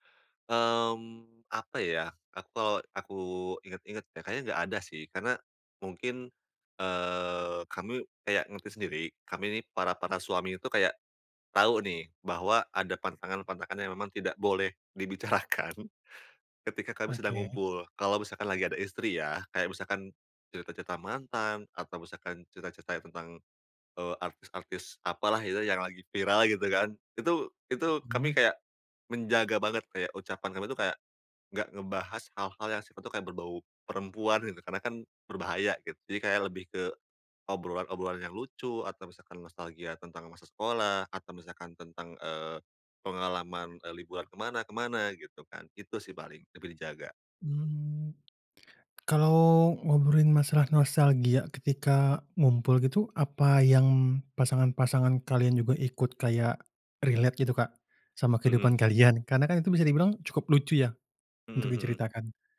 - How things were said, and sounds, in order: other background noise; in English: "dibicarakan"; in English: "relate"
- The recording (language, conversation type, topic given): Indonesian, podcast, Apa peran nongkrong dalam persahabatanmu?